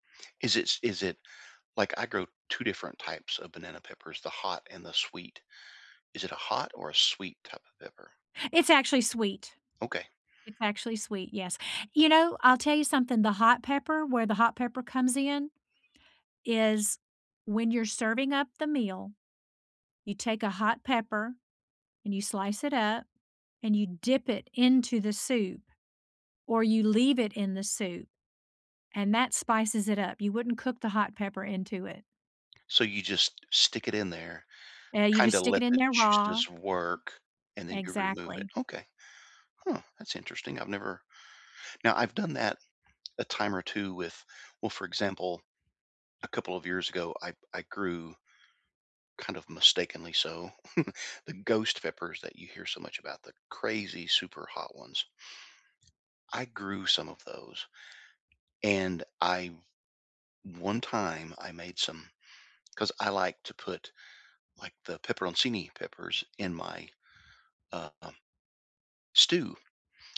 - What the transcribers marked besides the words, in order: tapping; chuckle; other background noise
- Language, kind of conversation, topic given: English, unstructured, Have you ever had an unexpected adventure while traveling?
- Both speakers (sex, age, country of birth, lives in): female, 55-59, United States, United States; male, 60-64, United States, United States